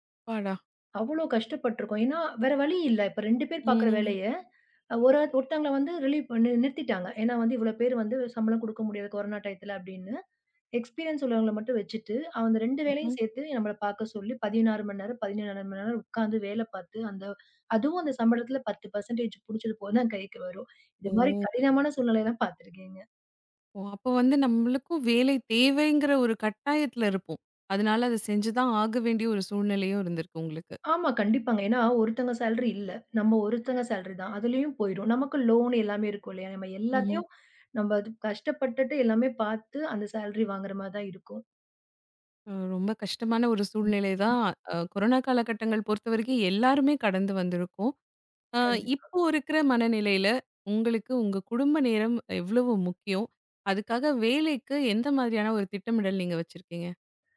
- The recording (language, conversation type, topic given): Tamil, podcast, சம்பளமும் வேலைத் திருப்தியும்—இவற்றில் எதற்கு நீங்கள் முன்னுரிமை அளிக்கிறீர்கள்?
- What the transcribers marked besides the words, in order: other noise; in English: "ரிலீவ்"; in English: "டைத்தில"; in English: "எஸ்பிரியன்ஸ்"; in English: "சாலரி"; in English: "சாலரி"; in English: "லோன்"; in English: "சாலரி"